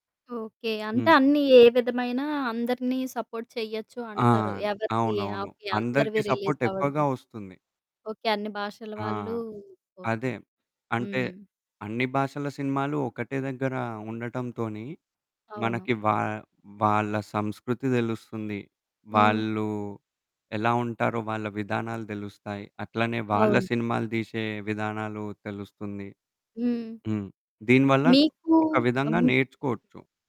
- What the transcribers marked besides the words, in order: static; in English: "సపోర్ట్"; horn
- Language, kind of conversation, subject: Telugu, podcast, స్ట్రీమింగ్ సేవల ప్రభావంతో టీవీ చూసే అలవాట్లు మీకు ఎలా మారాయి అనిపిస్తోంది?